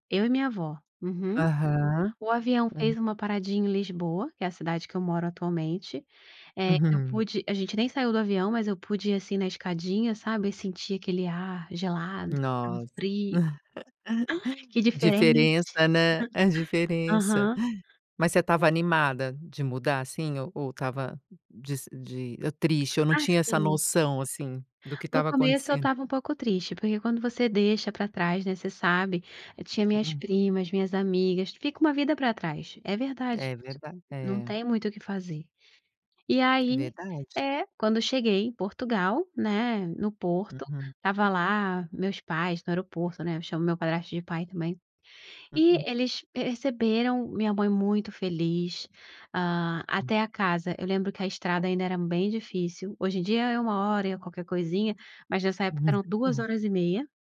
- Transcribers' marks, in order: chuckle
- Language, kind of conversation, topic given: Portuguese, podcast, Você já foi ajudado por alguém do lugar que não conhecia? Como foi?